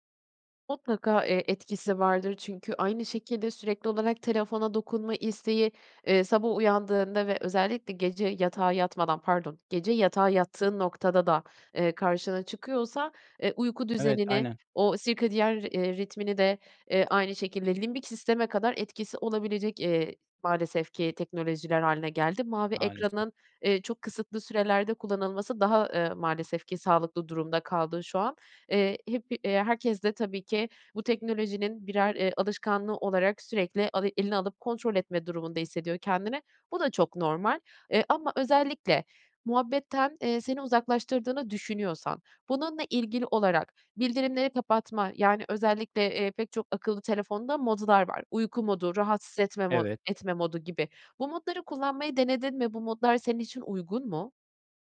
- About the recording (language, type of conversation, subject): Turkish, advice, Evde film izlerken veya müzik dinlerken teknolojinin dikkatimi dağıtmasını nasıl azaltıp daha rahat edebilirim?
- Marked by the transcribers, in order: other background noise